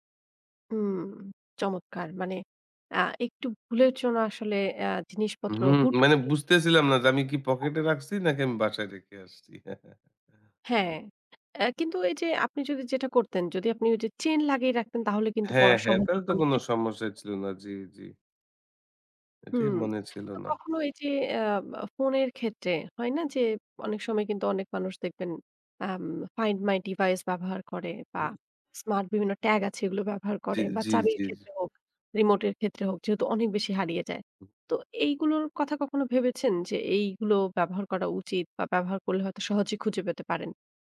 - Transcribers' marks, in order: unintelligible speech; chuckle; tapping; other background noise; in English: "ফাইন্ড মাই ডিভাইস"; unintelligible speech
- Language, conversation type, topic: Bengali, podcast, রিমোট, চাবি আর ফোন বারবার হারানো বন্ধ করতে কী কী কার্যকর কৌশল মেনে চলা উচিত?